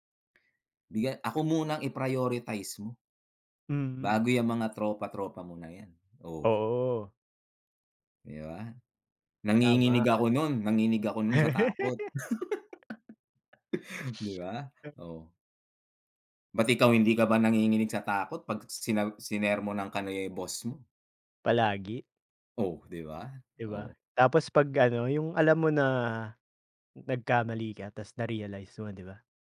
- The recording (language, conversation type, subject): Filipino, unstructured, Paano mo binabalanse ang oras para sa trabaho at oras para sa mga kaibigan?
- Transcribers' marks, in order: chuckle; laugh